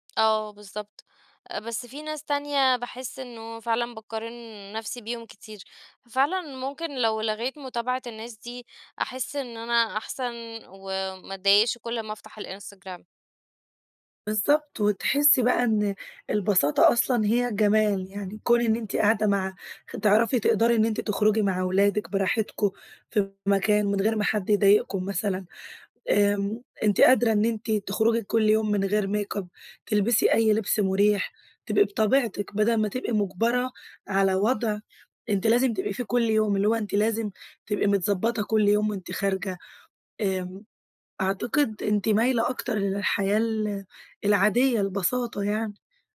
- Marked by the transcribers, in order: in English: "ميك أب"
- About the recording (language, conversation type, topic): Arabic, advice, ازاي ضغط السوشيال ميديا بيخلّيني أقارن حياتي بحياة غيري وأتظاهر إني مبسوط؟